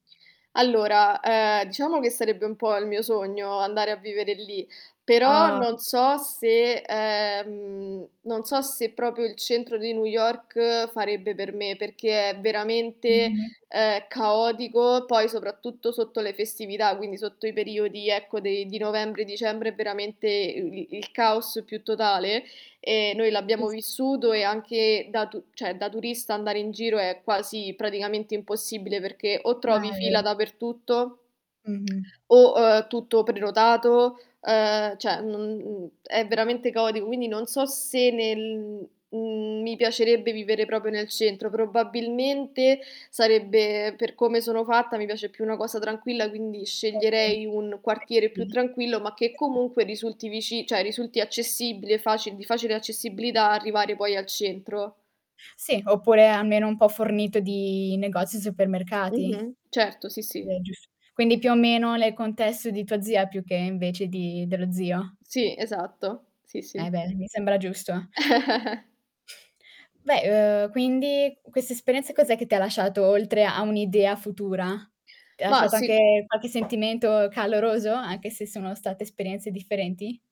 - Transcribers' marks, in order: static; distorted speech; "proprio" said as "propio"; other background noise; unintelligible speech; "cioè" said as "ceh"; "cioè" said as "ceh"; "proprio" said as "propio"; unintelligible speech; "cioè" said as "ceh"; tapping; chuckle
- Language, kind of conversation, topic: Italian, podcast, Qualcuno ti ha mai invitato a casa sua mentre eri in viaggio?
- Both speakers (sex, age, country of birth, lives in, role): female, 18-19, Romania, Italy, host; female, 25-29, Italy, Italy, guest